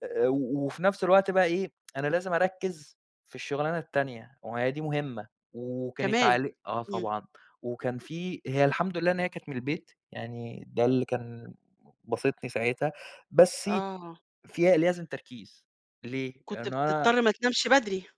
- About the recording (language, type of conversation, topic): Arabic, podcast, إيه أصعب تحدّي قابلَك وقدرت تتخطّاه؟
- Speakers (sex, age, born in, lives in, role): female, 50-54, Egypt, Portugal, host; male, 20-24, Saudi Arabia, Egypt, guest
- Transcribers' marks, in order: tsk